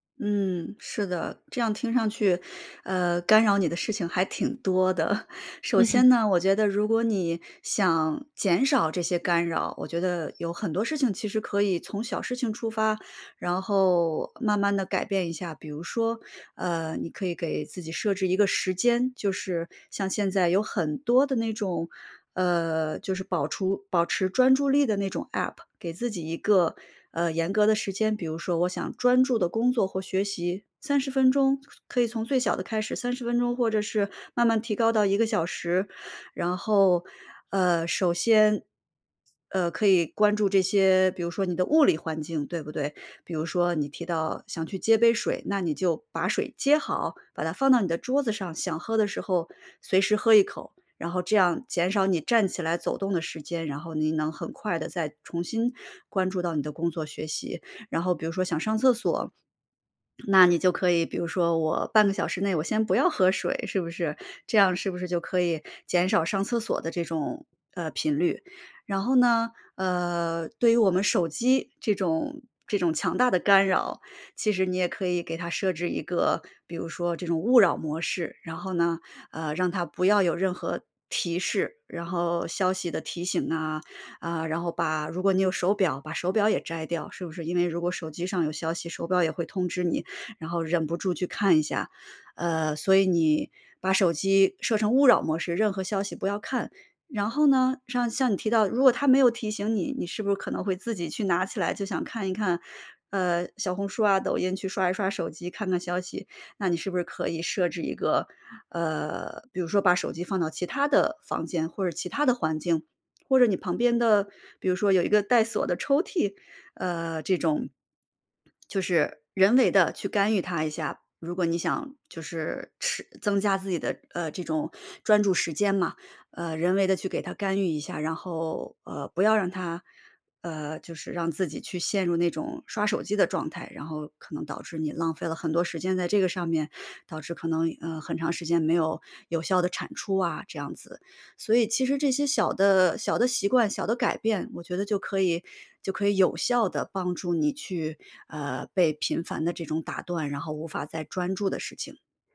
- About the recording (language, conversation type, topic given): Chinese, advice, 为什么我总是频繁被打断，难以进入专注状态？
- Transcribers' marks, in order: laughing while speaking: "挺多的"; swallow; swallow